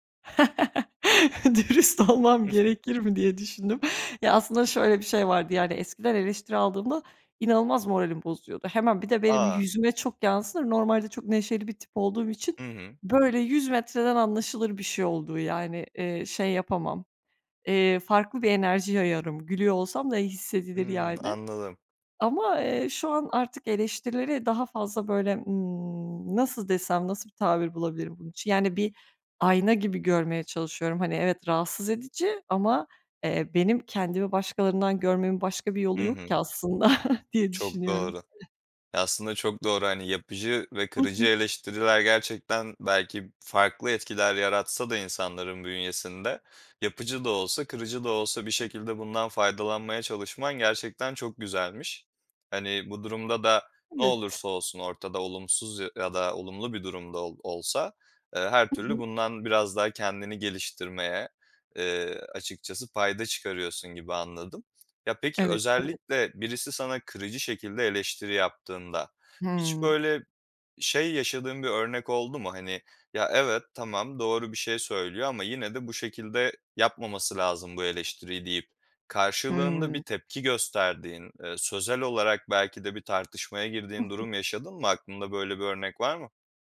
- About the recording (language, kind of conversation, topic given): Turkish, podcast, Eleştiri alırken nasıl tepki verirsin?
- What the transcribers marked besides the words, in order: chuckle; laughing while speaking: "Dürüst olmam"; other background noise; giggle; tapping; chuckle; other noise